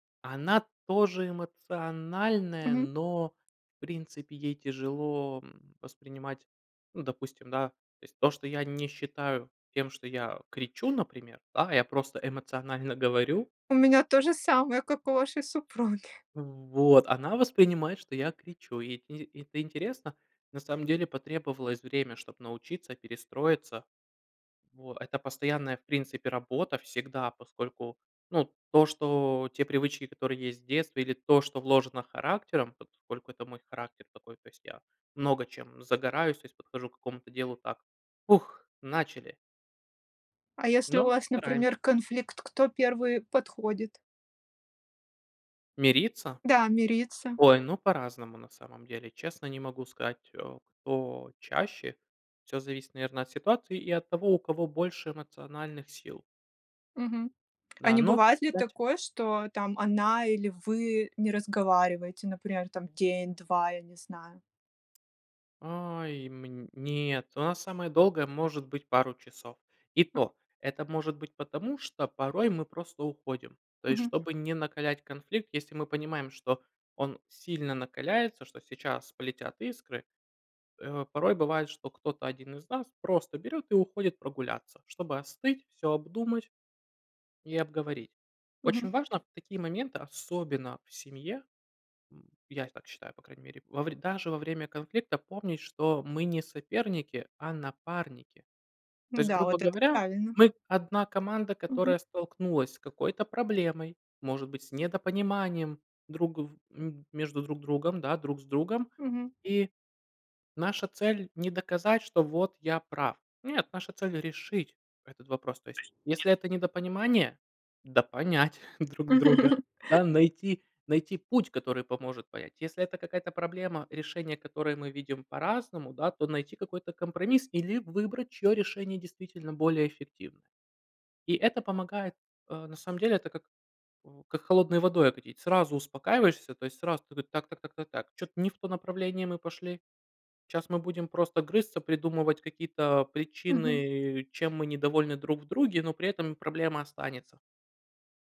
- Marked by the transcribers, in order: laughing while speaking: "супруги"; other background noise; tapping; laughing while speaking: "допонять"; background speech; laugh
- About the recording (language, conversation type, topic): Russian, unstructured, Что важнее — победить в споре или сохранить дружбу?